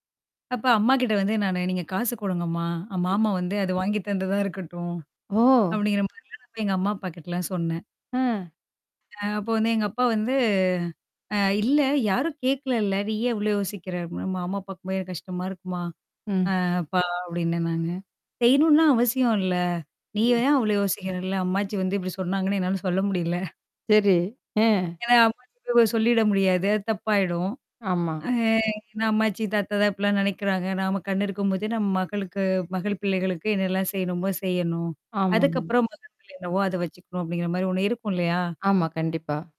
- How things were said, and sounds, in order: distorted speech; other background noise; laughing while speaking: "சொல்ல முடியல"; static
- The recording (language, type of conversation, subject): Tamil, podcast, உறவுகளில் கடினமான உண்மைகளை சொல்ல வேண்டிய நேரத்தில், இரக்கம் கலந்த அணுகுமுறையுடன் எப்படிப் பேச வேண்டும்?